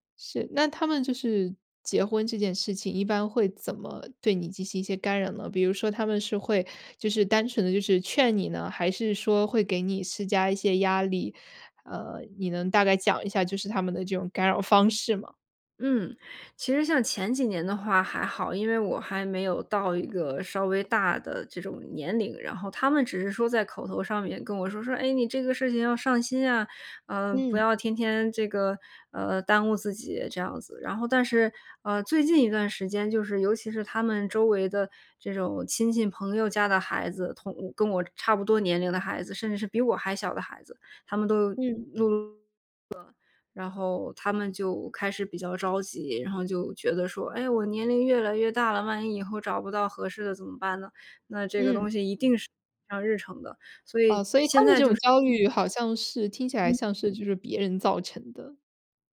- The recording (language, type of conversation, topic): Chinese, podcast, 当父母干预你的生活时，你会如何回应？
- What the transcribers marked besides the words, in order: unintelligible speech; other background noise